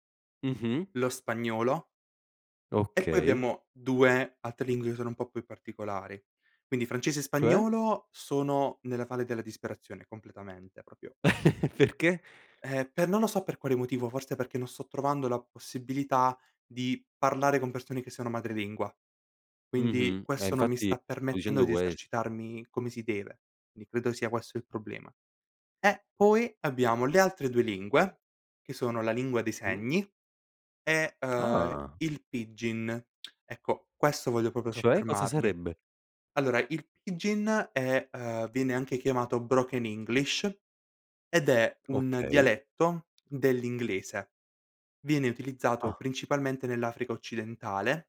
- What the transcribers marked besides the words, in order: "proprio" said as "propio"; chuckle; other background noise; in English: "broken english"
- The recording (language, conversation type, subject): Italian, podcast, Come impari una lingua nuova e quali trucchi usi?